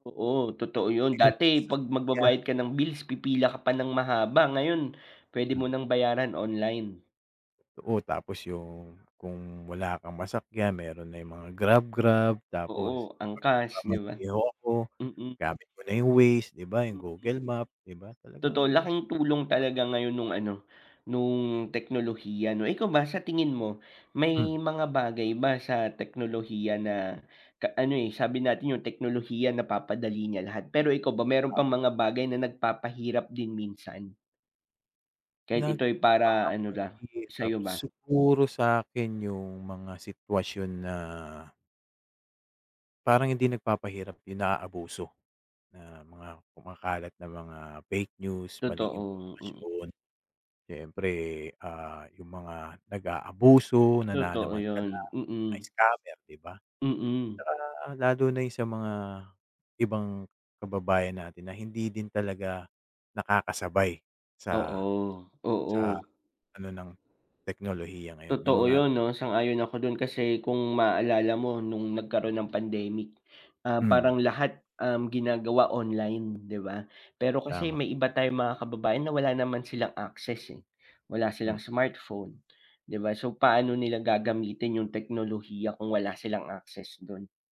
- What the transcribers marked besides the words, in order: dog barking; unintelligible speech; tapping
- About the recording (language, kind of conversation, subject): Filipino, unstructured, Paano mo gagamitin ang teknolohiya para mapadali ang buhay mo?